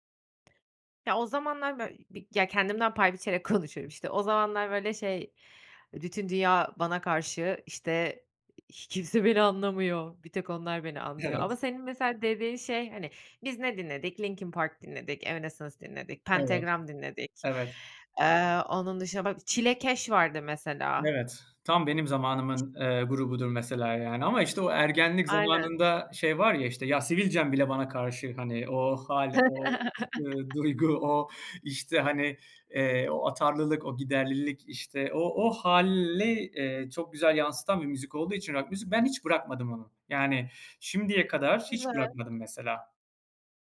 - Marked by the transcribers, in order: other background noise; laughing while speaking: "konuşuyorum"; chuckle; laughing while speaking: "duygu"
- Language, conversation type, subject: Turkish, podcast, Müzik zevkinin seni nasıl tanımladığını düşünüyorsun?